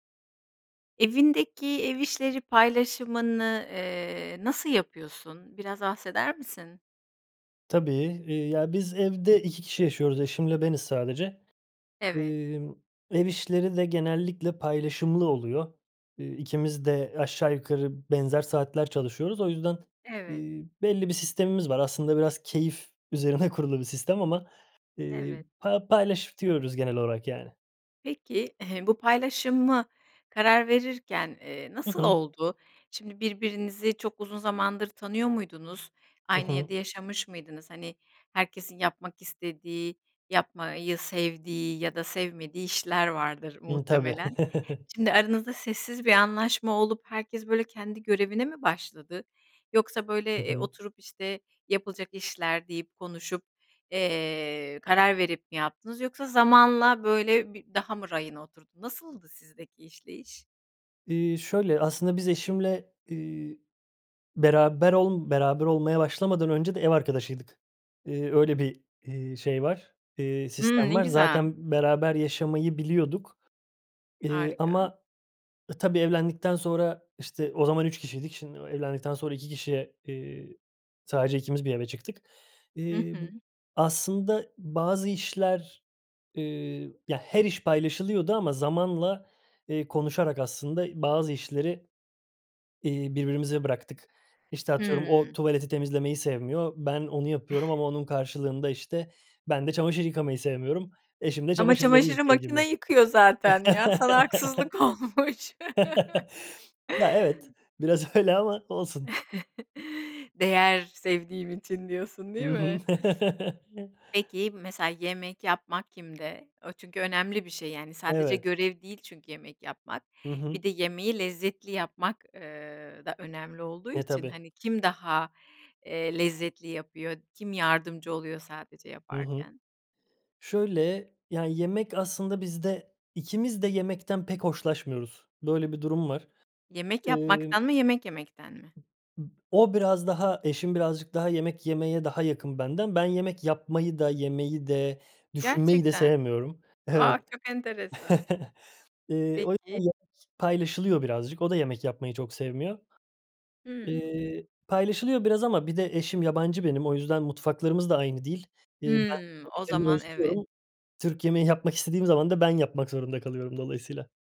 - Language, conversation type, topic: Turkish, podcast, Ev işlerindeki iş bölümünü evinizde nasıl yapıyorsunuz?
- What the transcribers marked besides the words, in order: tapping; laughing while speaking: "kurulu"; throat clearing; chuckle; other background noise; laughing while speaking: "haksızlık olmuş"; chuckle; laughing while speaking: "biraz öyle"; chuckle; chuckle; chuckle; unintelligible speech; unintelligible speech